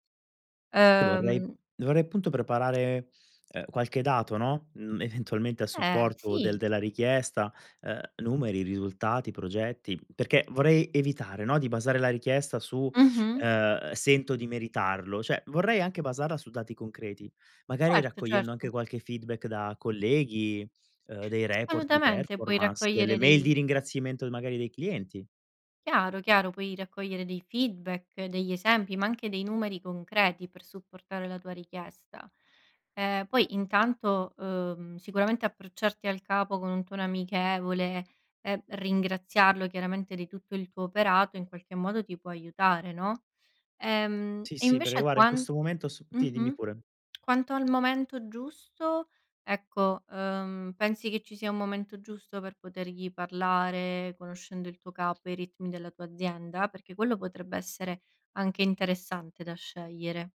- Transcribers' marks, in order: laughing while speaking: "eventualmente"; "Cioè" said as "ceh"; tapping; "ringraziamento" said as "ringrazimento"; in English: "feedback"; "tono" said as "tuna"; "perché" said as "peré"
- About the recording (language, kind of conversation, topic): Italian, advice, Come posso chiedere al mio capo un aumento o una promozione?